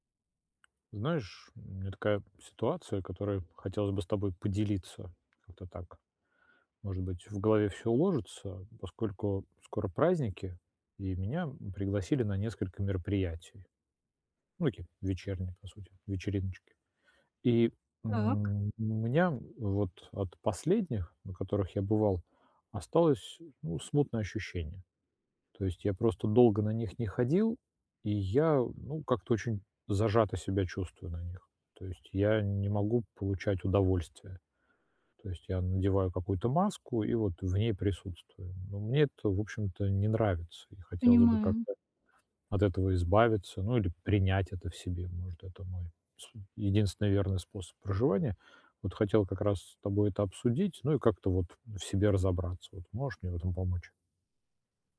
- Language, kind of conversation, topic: Russian, advice, Как перестать бояться быть собой на вечеринках среди друзей?
- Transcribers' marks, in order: tapping